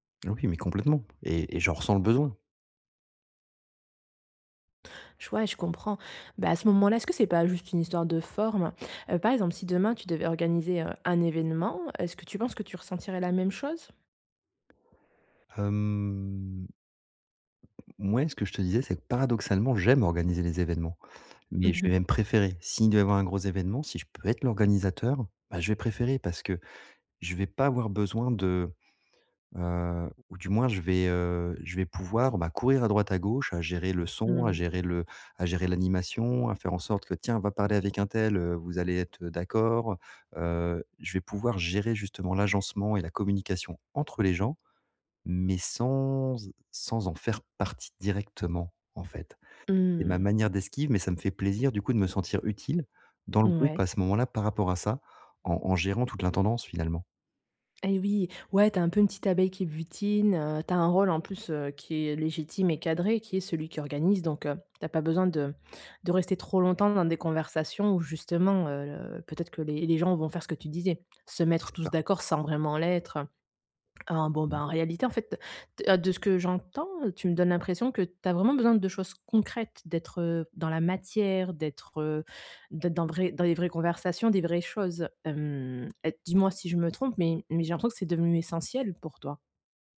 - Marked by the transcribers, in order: drawn out: "Hem"; stressed: "j'aime"; other background noise; tapping; stressed: "sans"
- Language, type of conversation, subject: French, advice, Comment puis-je me sentir moins isolé(e) lors des soirées et des fêtes ?